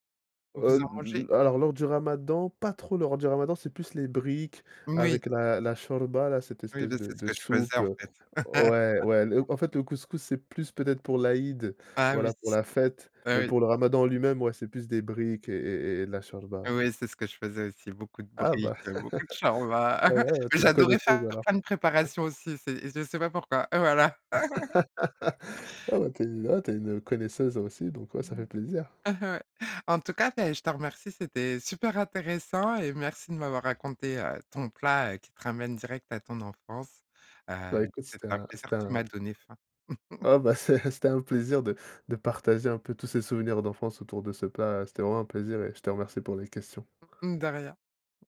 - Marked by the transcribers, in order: stressed: "pas"; laugh; laugh; chuckle; other noise; laugh; chuckle; tapping; other background noise; chuckle; laughing while speaking: "c'est"
- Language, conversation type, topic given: French, podcast, Quel plat de famille te ramène directement en enfance ?